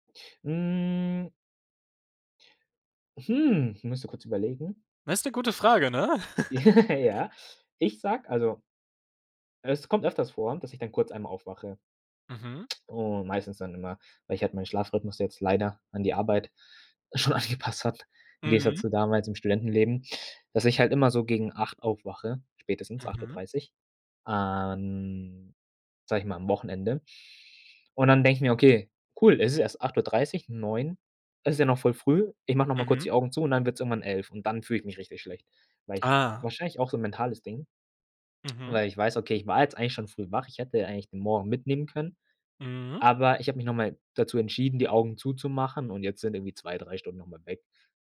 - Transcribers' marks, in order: drawn out: "Hm"; laugh; laughing while speaking: "Ja"; laugh; laughing while speaking: "schon angepasst"
- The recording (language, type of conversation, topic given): German, podcast, Was hilft dir beim Einschlafen, wenn du nicht zur Ruhe kommst?